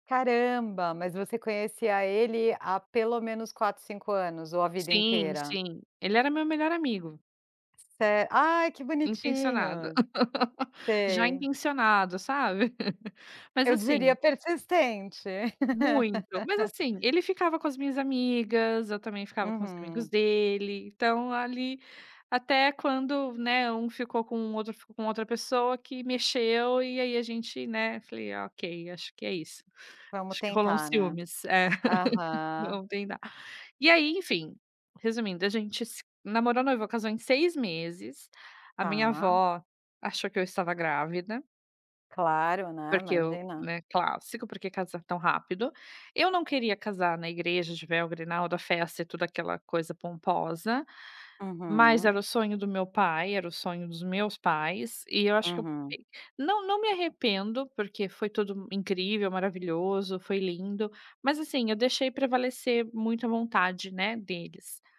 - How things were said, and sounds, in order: tapping; laugh; laugh; laugh; laugh; unintelligible speech
- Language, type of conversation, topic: Portuguese, podcast, Como foi sair da casa dos seus pais pela primeira vez?